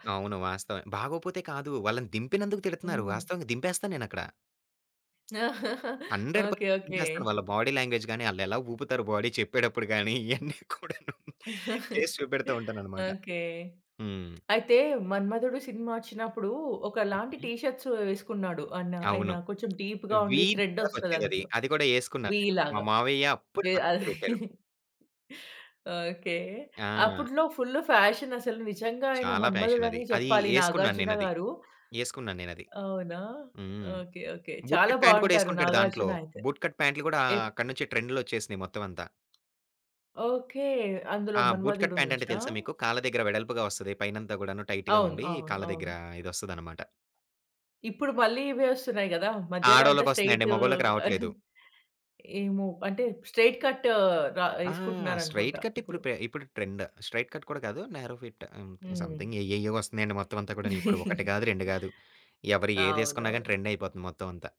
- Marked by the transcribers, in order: other background noise; chuckle; in English: "హండ్రెడ్ పర్సెంట్"; in English: "బాడీ లాంగ్వేజ్"; in English: "బాడీ"; chuckle; laughing while speaking: "ఇయన్నీ కూడాను"; in English: "టీ షర్ట్స్"; in English: "డీప్‌గా"; in English: "థ్రెడ్"; in English: "వి"; laugh; laughing while speaking: "ఓకే"; in English: "బూట్ కట్"; in English: "బూట్ కట్"; tapping; in English: "బూట్ కట్ ప్యాంట్"; chuckle; in English: "స్ట్రెయిట్"; in English: "స్ట్రెయిట్ కట్"; in English: "స్ట్రెయిట్ కట్"; in English: "న్యారో ఫిట్"; in English: "సమ్‌థింగ్"; laugh
- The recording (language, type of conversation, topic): Telugu, podcast, మీరు సినిమా హీరోల స్టైల్‌ను అనుసరిస్తున్నారా?